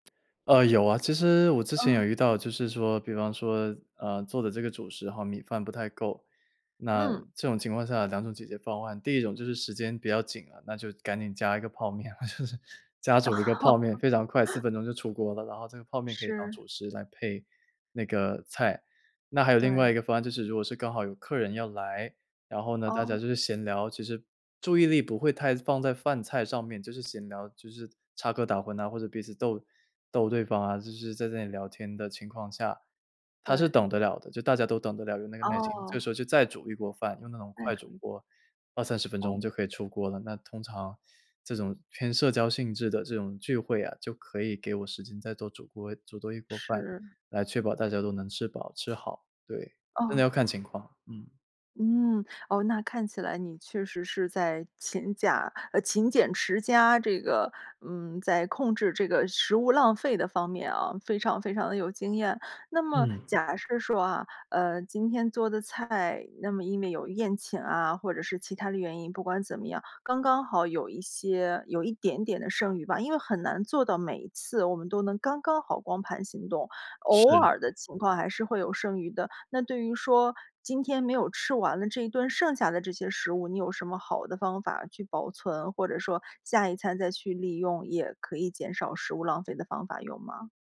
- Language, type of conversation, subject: Chinese, podcast, 你觉得减少食物浪费该怎么做？
- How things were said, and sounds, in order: other background noise; laughing while speaking: "我就是"; laugh